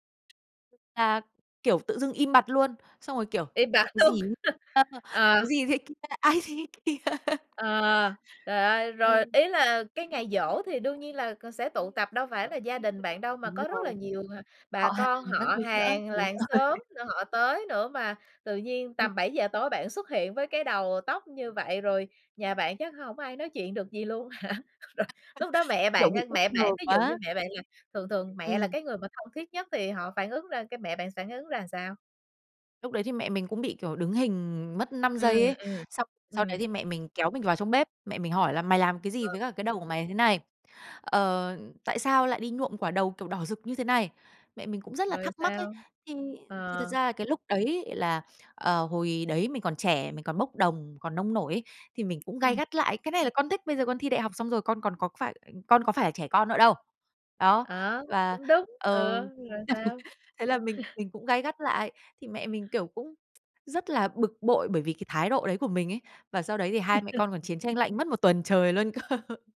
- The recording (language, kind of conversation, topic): Vietnamese, podcast, Bạn đối mặt thế nào khi người thân không hiểu phong cách của bạn?
- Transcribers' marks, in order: tapping; scoff; laughing while speaking: "Ai thế kia?"; laugh; laughing while speaking: "rồi"; chuckle; laugh; chuckle; chuckle; laughing while speaking: "cơ"